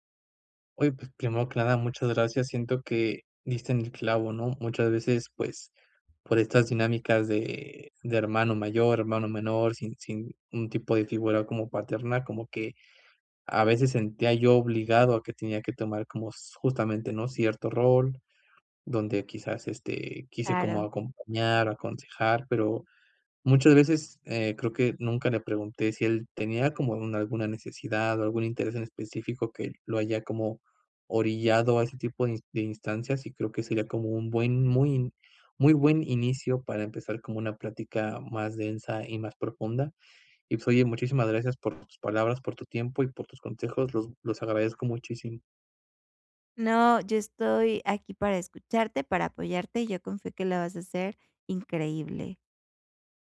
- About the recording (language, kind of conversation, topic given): Spanish, advice, ¿Cómo puedo dar retroalimentación constructiva sin generar conflicto?
- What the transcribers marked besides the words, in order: none